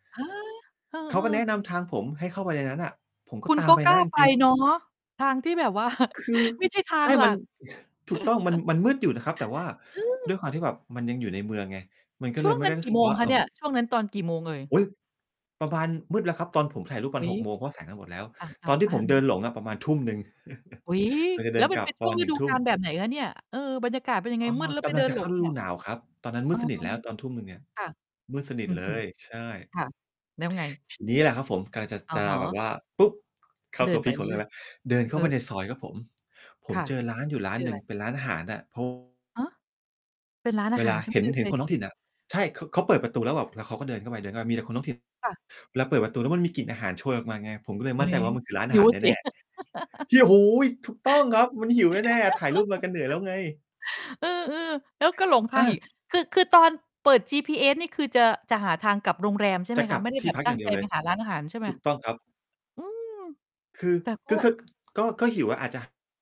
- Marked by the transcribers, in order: laughing while speaking: "ว่า"; chuckle; laugh; chuckle; distorted speech; other background noise; laugh
- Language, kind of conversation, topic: Thai, podcast, คุณเคยค้นพบอะไรโดยบังเอิญระหว่างท่องเที่ยวบ้าง?